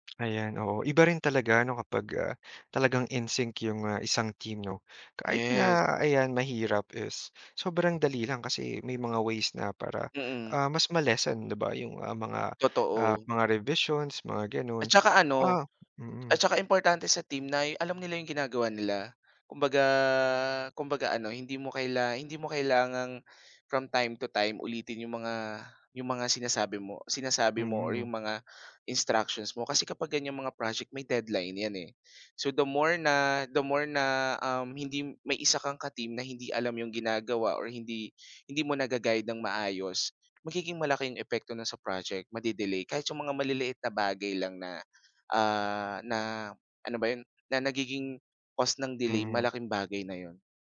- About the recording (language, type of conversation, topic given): Filipino, podcast, Paano ka nakikipagtulungan sa ibang alagad ng sining para mas mapaganda ang proyekto?
- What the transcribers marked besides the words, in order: tapping